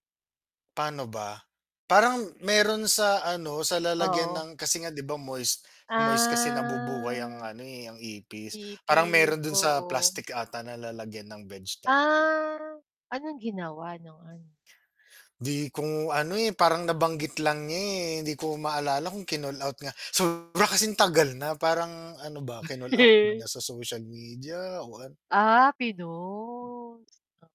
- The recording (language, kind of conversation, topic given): Filipino, unstructured, Ano ang reaksyon mo kapag may nagsabing hindi malinis ang pagkain?
- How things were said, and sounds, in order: distorted speech; static; drawn out: "Ah"; drawn out: "Ah"; chuckle; drawn out: "pinost"